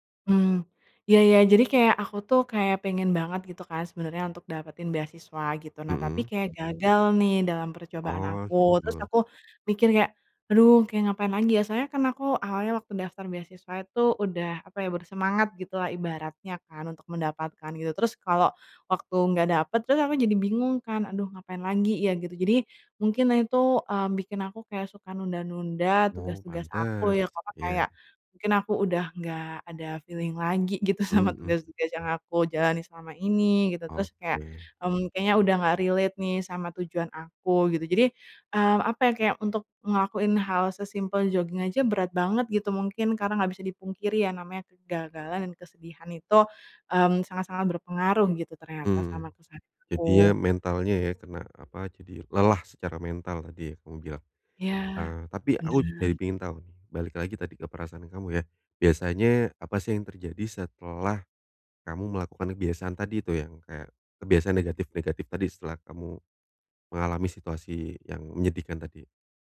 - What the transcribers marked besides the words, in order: in English: "feeling"; laughing while speaking: "gitu sama"; in English: "relate"
- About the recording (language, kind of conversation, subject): Indonesian, advice, Bagaimana saya mulai mencari penyebab kebiasaan negatif yang sulit saya hentikan?